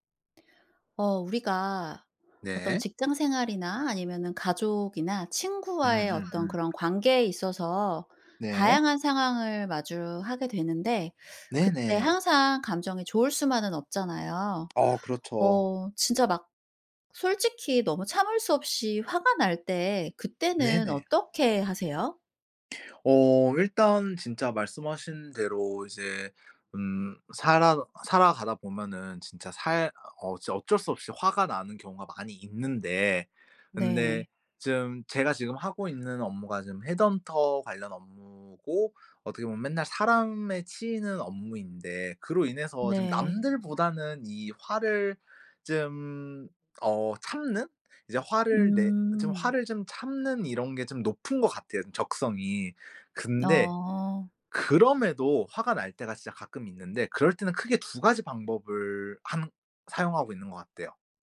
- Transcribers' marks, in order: other background noise
- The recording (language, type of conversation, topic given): Korean, podcast, 솔직히 화가 났을 때는 어떻게 해요?